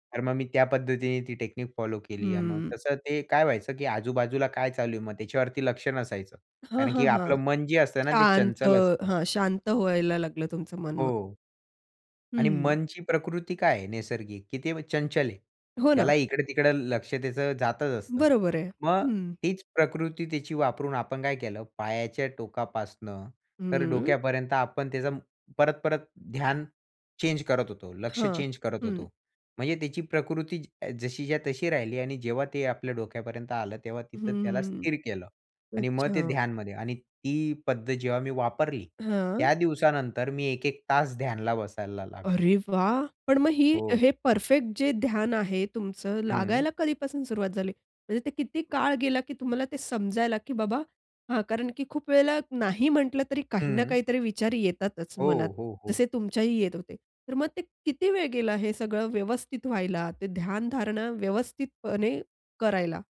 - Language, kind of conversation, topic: Marathi, podcast, मोबाईल वापरामुळे तुमच्या झोपेवर काय परिणाम होतो, आणि तुमचा अनुभव काय आहे?
- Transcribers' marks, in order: other background noise; in English: "चेंज"; tapping